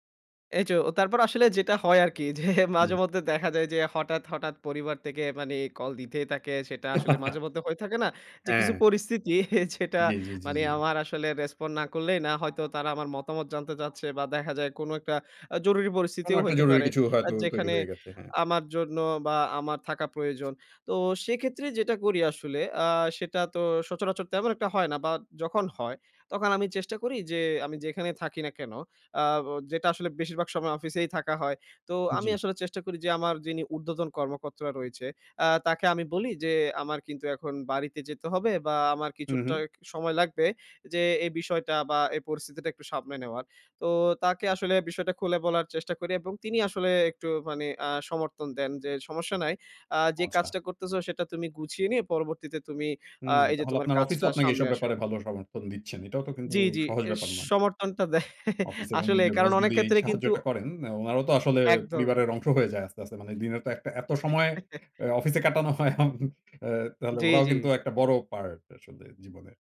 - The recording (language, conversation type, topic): Bengali, podcast, তুমি অনলাইন নোটিফিকেশনগুলো কীভাবে সামলে রাখো?
- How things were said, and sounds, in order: laughing while speaking: "যে"; chuckle; laughing while speaking: "পরিস্থিতি যেটা"; other background noise; "সামলে" said as "সামনে"; laughing while speaking: "দেয়"; chuckle; chuckle; laughing while speaking: "হয়, আম"